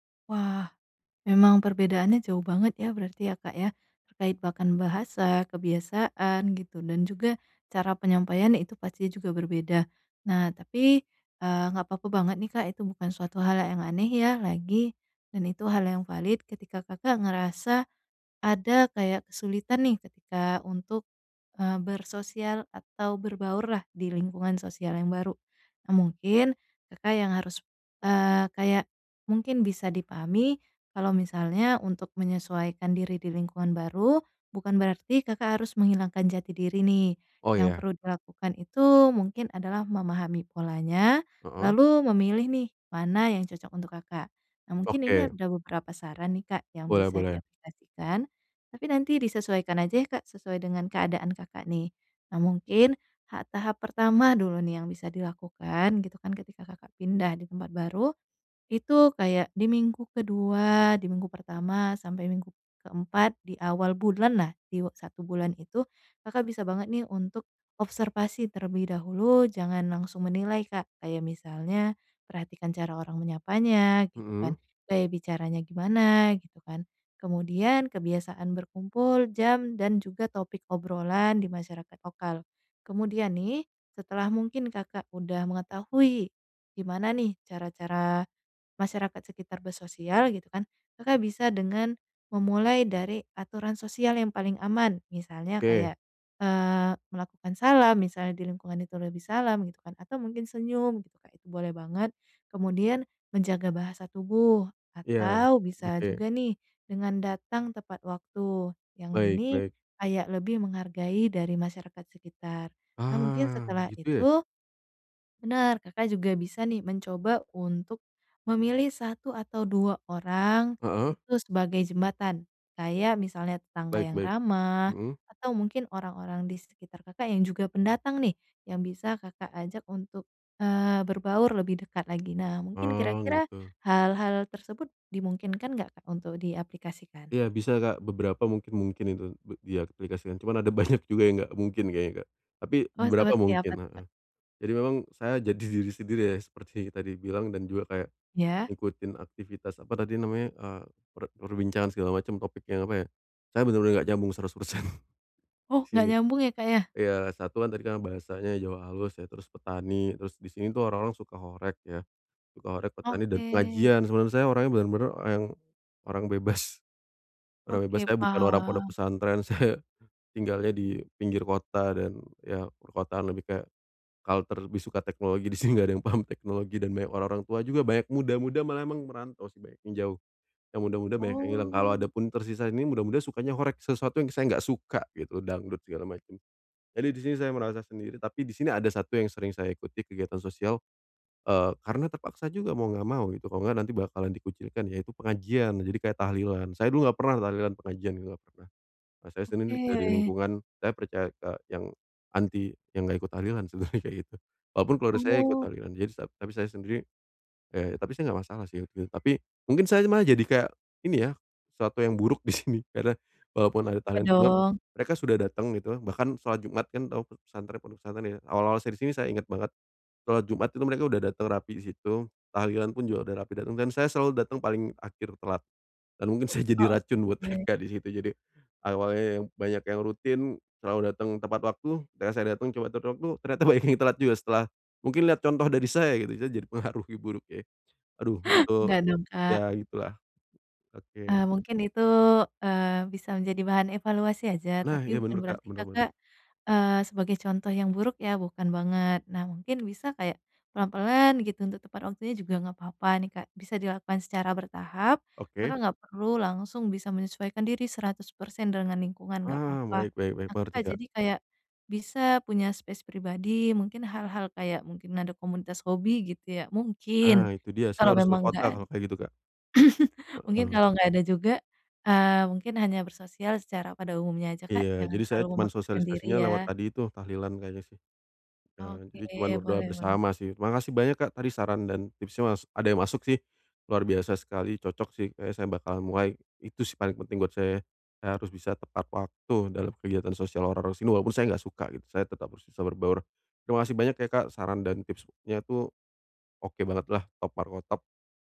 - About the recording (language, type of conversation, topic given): Indonesian, advice, Bagaimana cara menyesuaikan diri dengan kebiasaan sosial baru setelah pindah ke daerah yang normanya berbeda?
- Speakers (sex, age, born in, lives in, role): female, 25-29, Indonesia, Indonesia, advisor; male, 30-34, Indonesia, Indonesia, user
- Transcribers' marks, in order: laughing while speaking: "banyak"; laughing while speaking: "seratus persen"; "orang-" said as "oyang"; laughing while speaking: "Saya"; in English: "culture"; laughing while speaking: "di sini"; laughing while speaking: "paham"; stressed: "enggak suka"; laughing while speaking: "sebenernya"; laughing while speaking: "sini"; laughing while speaking: "jadi"; laughing while speaking: "mereka"; in English: "space"; stressed: "mungkin"; cough; "bisa" said as "bisisa"